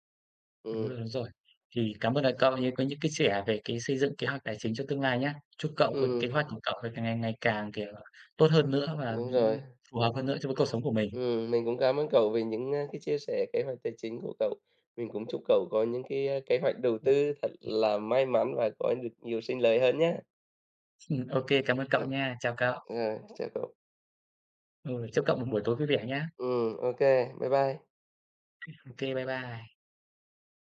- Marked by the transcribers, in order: laughing while speaking: "Ừm"; other background noise
- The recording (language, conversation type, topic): Vietnamese, unstructured, Bạn có kế hoạch tài chính cho tương lai không?
- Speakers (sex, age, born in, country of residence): male, 25-29, Vietnam, Vietnam; male, 35-39, Vietnam, Vietnam